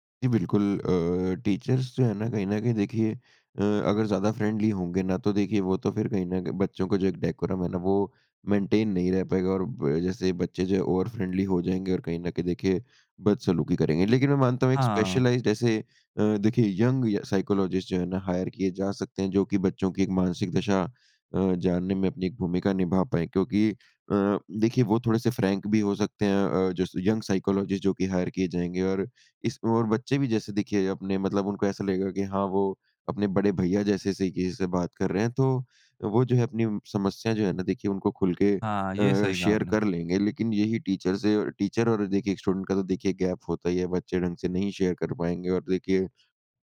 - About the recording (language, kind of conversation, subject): Hindi, podcast, मानसिक स्वास्थ्य को स्कूल में किस तरह शामिल करें?
- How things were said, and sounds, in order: in English: "टीचर्स"; in English: "फ्रेंडली"; in English: "डेकोरम"; in English: "मेंटेन"; in English: "ओवर फ़्रेंडली"; in English: "स्पेशलाइज़्ड"; in English: "यंग"; in English: "साइकोलॉजिस्ट"; in English: "हायर"; in English: "फ्रैंक"; in English: "यंग साइकोलॉजिस्ट"; in English: "हायर"; in English: "शेयर"; in English: "टीचर"; in English: "टीचर"; in English: "स्टूडेंट"; in English: "गैप"; in English: "शेयर"